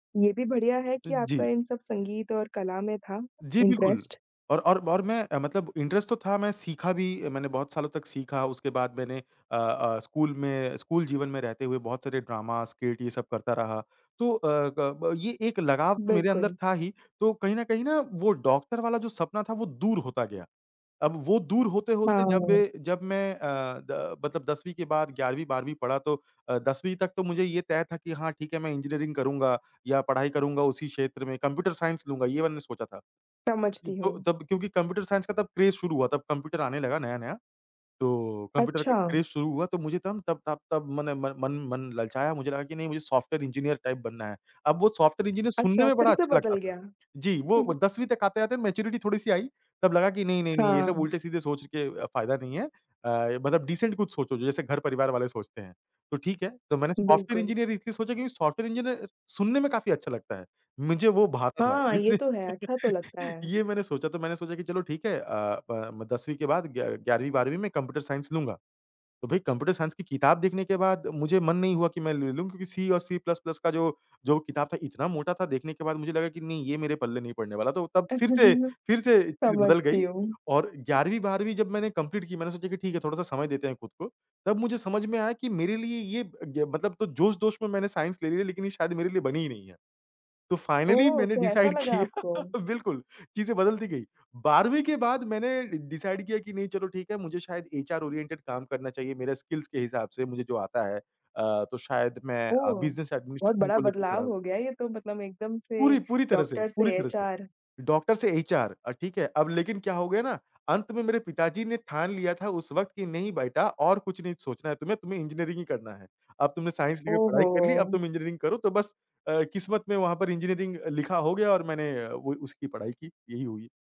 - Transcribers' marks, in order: in English: "इंटरेस्ट"; in English: "इंटरेस्ट"; in English: "ड्रामा, स्कीट"; in English: "क्रेज़"; in English: "क्रेज़"; in English: "टाइप"; in English: "मैच्योरिटी"; chuckle; in English: "डिसेंट"; laugh; chuckle; in English: "कंप्लीट"; in English: "फाइनली"; in English: "डिसाइड"; laughing while speaking: "किया बिल्कुल"; in English: "ड डिसाइड"; in English: "ओरिएंटेड"; in English: "स्किल्स"
- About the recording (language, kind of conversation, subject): Hindi, podcast, बचपन में तुम्हारा सबसे बड़ा सपना क्या था?